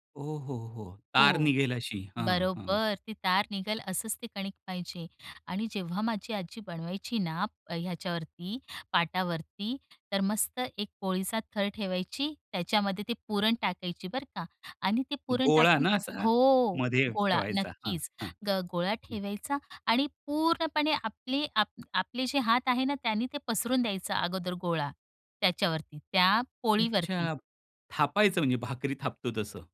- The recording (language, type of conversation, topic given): Marathi, podcast, तुम्हाला घरातले कोणते पारंपारिक पदार्थ आठवतात?
- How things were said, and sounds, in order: none